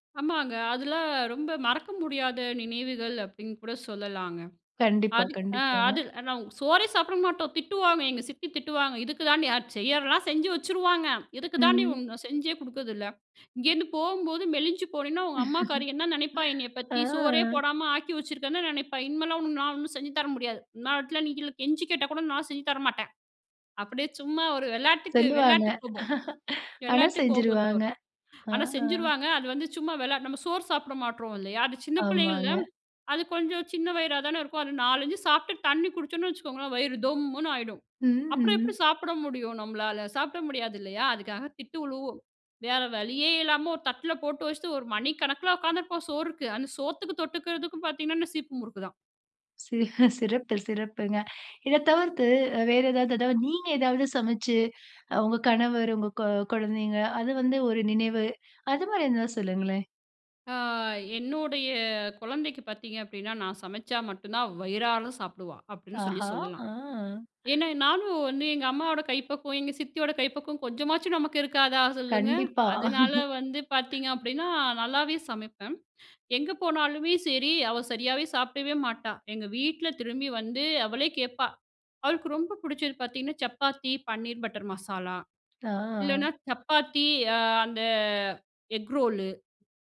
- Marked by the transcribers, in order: other background noise; laugh; chuckle; chuckle; "வயிறார" said as "வயிறால"; laugh; inhale; in English: "பன்னீர் பட்டர்"; in English: "எக் ரோலு"
- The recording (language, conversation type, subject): Tamil, podcast, சுவைகள் உங்கள் நினைவுகளோடு எப்படி இணைகின்றன?